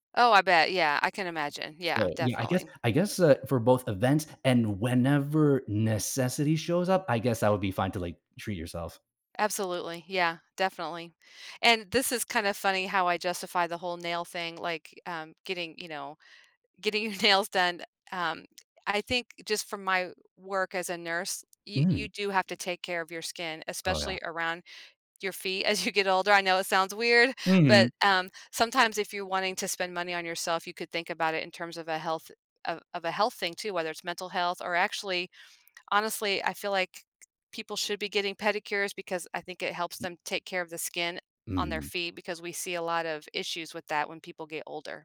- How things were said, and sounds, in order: other background noise; laughing while speaking: "your"; tapping; laughing while speaking: "as"
- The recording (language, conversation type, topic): English, unstructured, How do you balance saving money and enjoying life?
- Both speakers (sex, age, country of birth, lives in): female, 55-59, United States, United States; male, 25-29, Colombia, United States